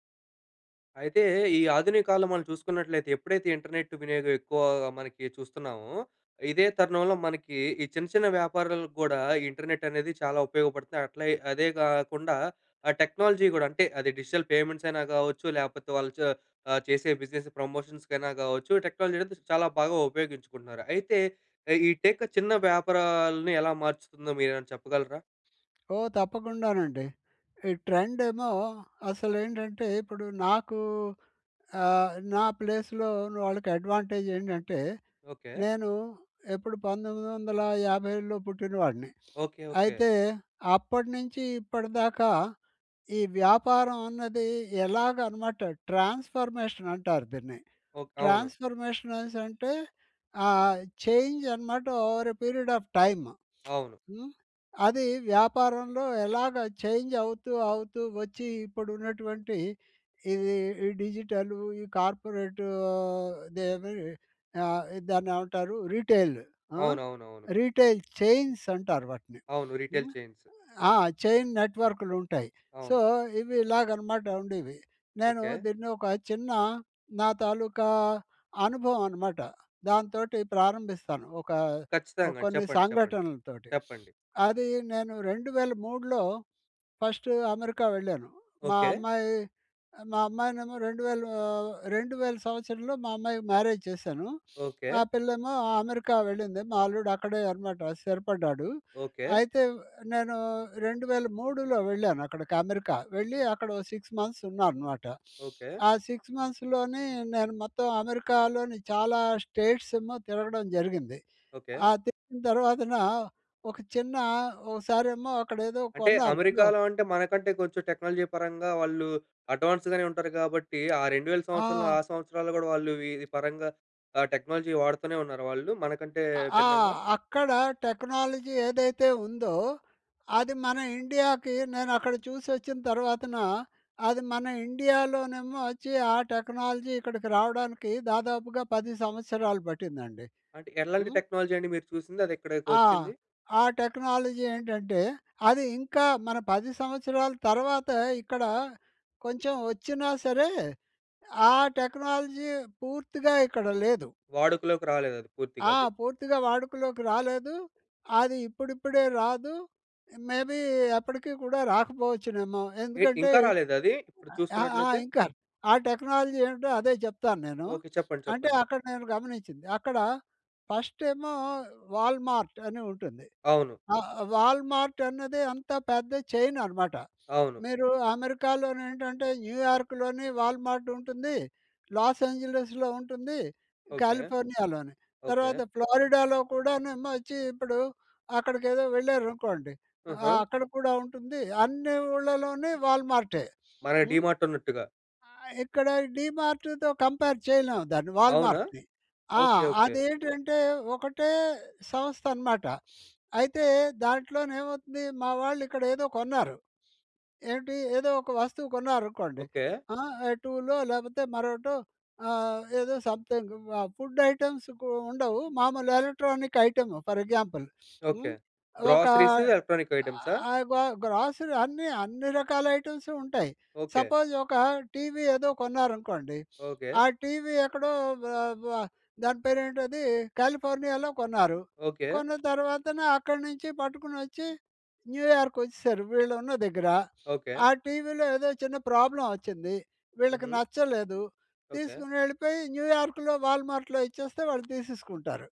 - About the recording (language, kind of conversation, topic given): Telugu, podcast, టెక్నాలజీ చిన్న వ్యాపారాలను ఎలా మార్చుతోంది?
- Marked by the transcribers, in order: in English: "ఇంటర్నెట్"; in English: "ఇంటర్నెట్"; in English: "టెక్నాలజీ"; in English: "డిజిటల్ పేమెంట్స్"; in English: "బిజినెస్ ప్రమోషన్స్"; in English: "టెక్నాలజీ"; in English: "టెక్"; in English: "ట్రెండ్"; in English: "ప్లేస్‌లో"; in English: "అడ్వాంటేజ్"; sniff; in English: "ట్రాన్స్‌ఫర్మేషన్"; in English: "ట్రాన్స్‌ఫర్మేషన్స్"; in English: "చేంజ్"; in English: "ఓవర్ ఎ పీరియడ్ ఆఫ్ టైమ్"; in English: "చేంజ్"; in English: "డిజిటల్"; in English: "కార్పొరేట్"; in English: "రిటైల్ ఆహ్, రిటైల్ చైన్స్"; sniff; in English: "చైన్"; in English: "రిటైల్"; in English: "సో"; sniff; in English: "ఫస్ట్"; in English: "మ్యారేజ్"; sniff; in English: "సిక్స్ మంత్స్"; sniff; in English: "సిక్స్ మంత్స్"; in English: "స్టేట్స్"; in English: "టెక్నాలజీ"; in English: "అడ్వాన్స్"; tapping; in English: "టెక్నాలజీ"; in English: "టెక్నాలజీ"; in English: "టెక్నాలజీ"; in English: "టెక్నాలజీ"; in English: "టెక్నాలజీ"; in English: "టెక్నాలజీ"; sniff; in English: "మేబీ"; in English: "టెక్నాలజీ"; sniff; in English: "ఫస్ట్"; in English: "వాల్మార్ట్"; in English: "వాల్మార్ట్"; in English: "చైన్"; in English: "వాల్మార్ట్"; in English: "డీమార్ట్"; in English: "కంపేర్"; in English: "వాల్మార్ట్‌ని"; sniff; in English: "సంథింగ్ ఫుడ్ ఐటెమ్స్‌కు"; in English: "ఎలక్ట్రానిక్ ఐటెమ్ ఫర్ ఎగ్జాంపుల్"; sniff; in English: "గ గ్రోసరీ"; in English: "గ్రోసరీస్, ఎలక్ట్రానిక్"; in English: "ఐటమ్స్"; in English: "సపోజ్"; sniff; in English: "ప్రాబ్లమ్"; in English: "వాల్మార్ట్‌లో"